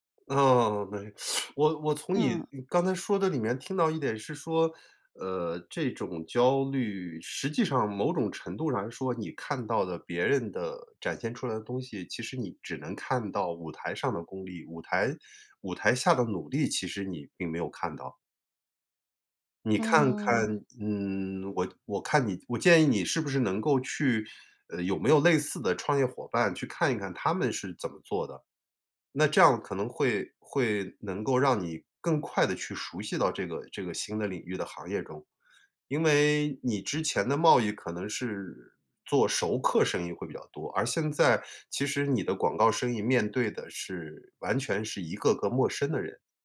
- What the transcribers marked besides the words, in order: teeth sucking
- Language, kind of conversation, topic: Chinese, advice, 在不确定的情况下，如何保持实现目标的动力？